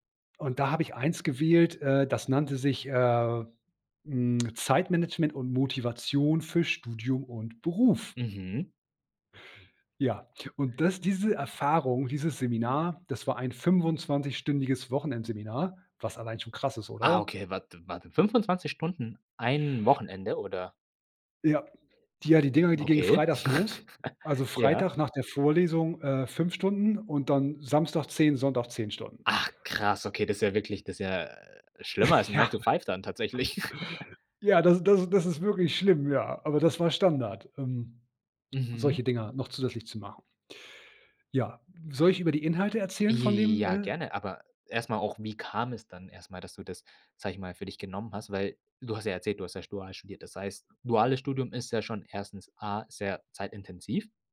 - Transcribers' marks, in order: laugh; laughing while speaking: "Ja"; laugh; drawn out: "Ja"
- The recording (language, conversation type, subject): German, podcast, Welche Erfahrung hat deine Prioritäten zwischen Arbeit und Leben verändert?